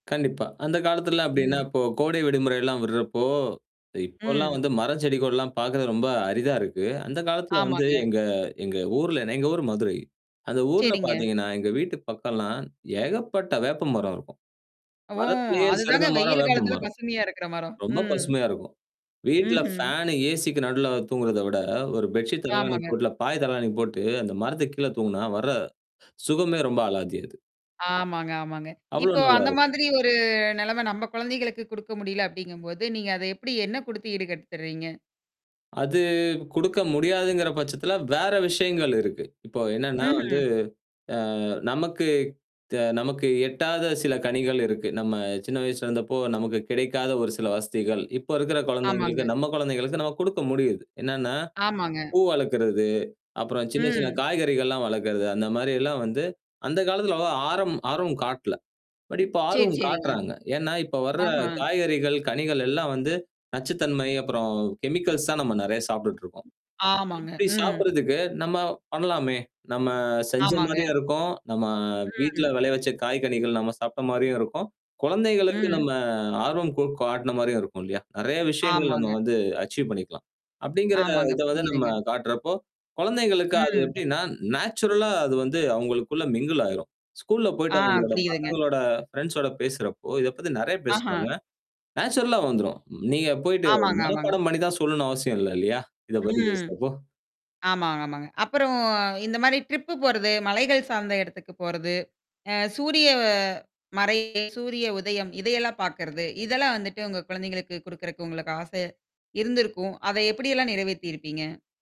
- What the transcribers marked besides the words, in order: static; drawn out: "ஓ!"; in another language: "ஃபேனு ஏசிக்கு"; in another language: "பெட்ஷீட்"; inhale; drawn out: "ஒரு"; drawn out: "அது"; background speech; "குழந்தைகளுக்கு" said as "கொழந்தைகளுக்கு"; "குழந்தைகளுக்கு" said as "கொழந்தைகளுக்கு"; drawn out: "ம்"; in English: "பட்"; drawn out: "அப்புறம்"; in English: "கெமிக்கல்ஸ்"; other noise; drawn out: "ம்"; drawn out: "நம்ம"; in English: "அச்சீவ்"; in English: "நேச்சுரலா"; drawn out: "ம்"; in English: "மிங்குள்"; in another language: "ஸ்கூல்ல"; distorted speech; in English: "ஃப்ரெண்ட்ஸோட"; in English: "நேச்சுரலா"; drawn out: "ம்"; drawn out: "அப்புறம்"; in English: "ட்ரிப்"
- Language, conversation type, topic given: Tamil, podcast, குழந்தைகளுக்கு இயற்கையைப் பிடிக்க வைக்க நீங்கள் என்ன செய்வீர்கள்?